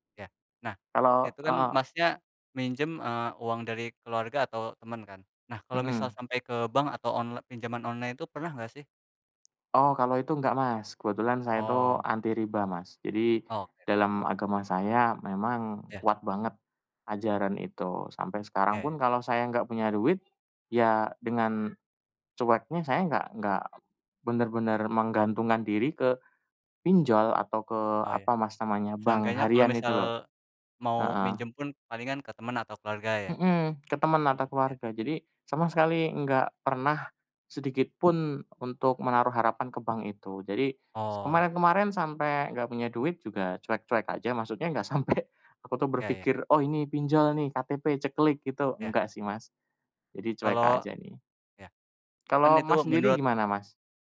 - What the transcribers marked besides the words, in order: other background noise; laughing while speaking: "sampe"
- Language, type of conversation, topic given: Indonesian, unstructured, Pernahkah kamu meminjam uang dari teman atau keluarga, dan bagaimana ceritanya?